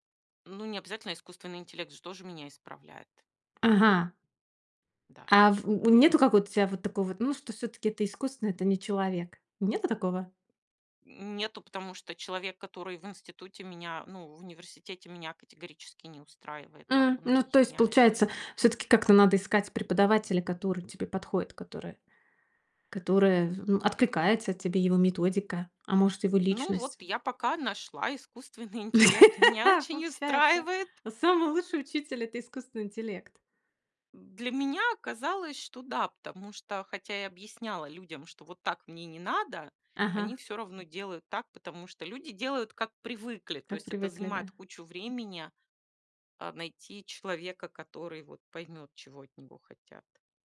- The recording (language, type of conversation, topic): Russian, podcast, Как, по-твоему, эффективнее всего учить язык?
- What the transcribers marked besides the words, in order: laughing while speaking: "искусственный интеллект"; laugh; laughing while speaking: "Получается"